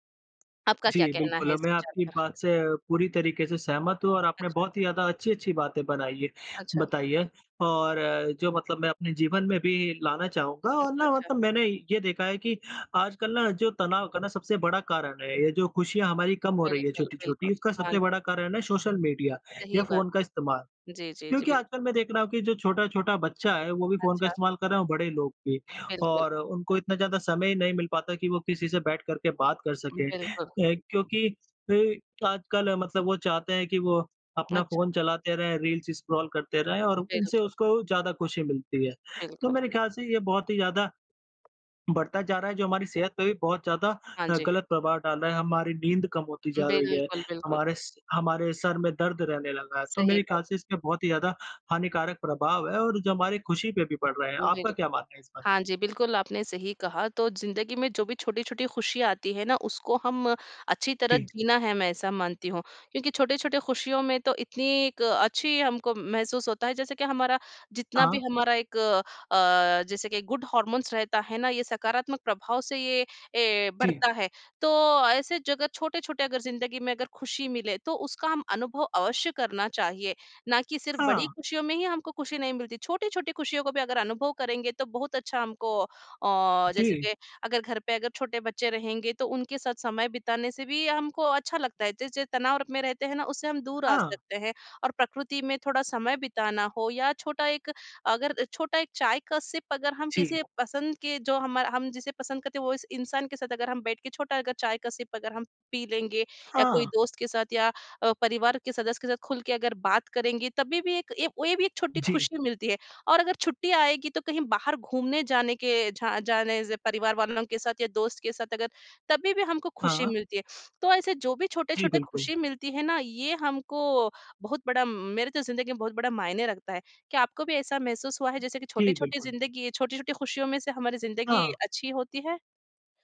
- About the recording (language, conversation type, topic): Hindi, unstructured, आपकी ज़िंदगी में कौन-सी छोटी-छोटी बातें आपको खुशी देती हैं?
- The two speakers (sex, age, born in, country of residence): female, 25-29, India, India; female, 40-44, India, India
- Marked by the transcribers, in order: in English: "गुड हार्मोन्स"; in English: "सिप"; in English: "सिप"